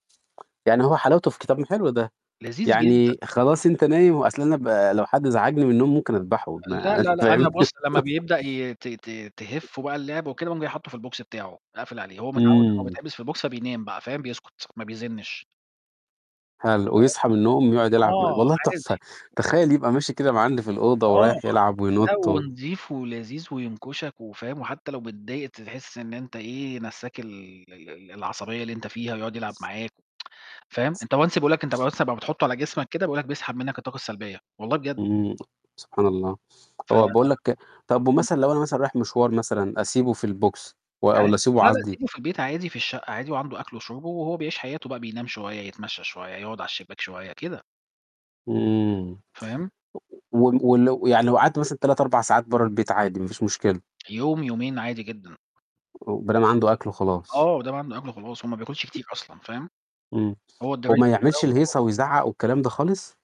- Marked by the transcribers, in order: tapping; laughing while speaking: "فاهم؟"; chuckle; other noise; in English: "الbox"; in English: "الbox"; distorted speech; tsk; in English: "once"; in English: "الbox"; "عادي" said as "عصدي"; other background noise; in English: "الDry Food"
- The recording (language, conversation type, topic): Arabic, unstructured, إيه النصيحة اللي تديها لحد عايز يربي حيوان أليف لأول مرة؟